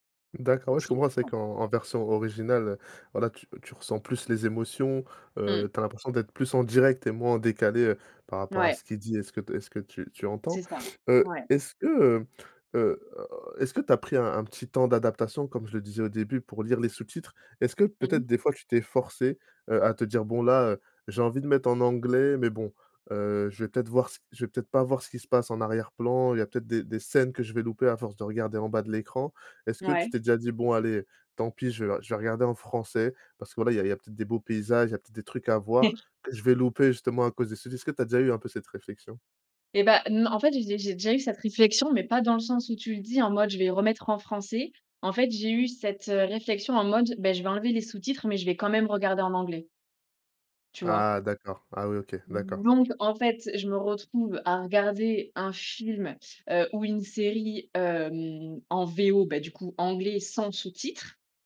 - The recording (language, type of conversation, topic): French, podcast, Tu regardes les séries étrangères en version originale sous-titrée ou en version doublée ?
- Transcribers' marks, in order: other background noise; fan; chuckle; drawn out: "hem"